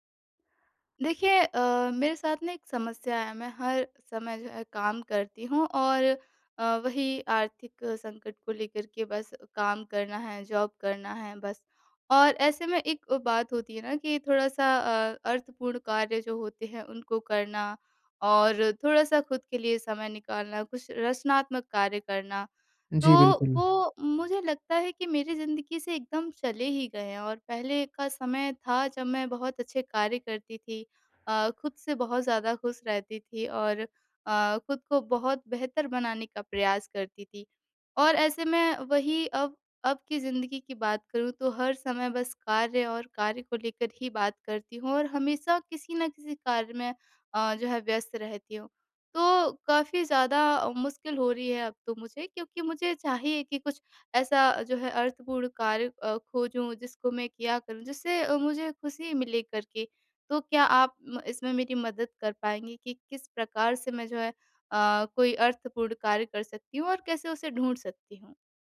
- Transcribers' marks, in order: tapping; in English: "जॉब"
- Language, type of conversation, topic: Hindi, advice, रोज़मर्रा की ज़िंदगी में अर्थ कैसे ढूँढूँ?